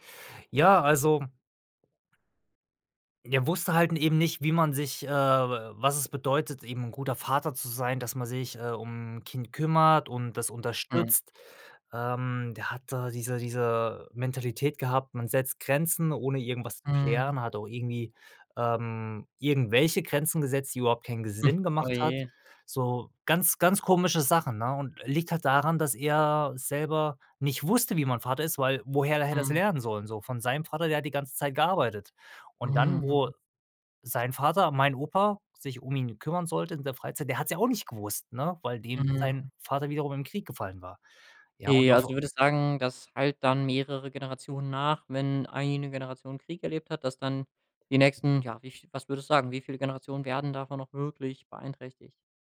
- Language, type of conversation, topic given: German, podcast, Welche Geschichten über Krieg, Flucht oder Migration kennst du aus deiner Familie?
- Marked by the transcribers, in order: chuckle; stressed: "eine"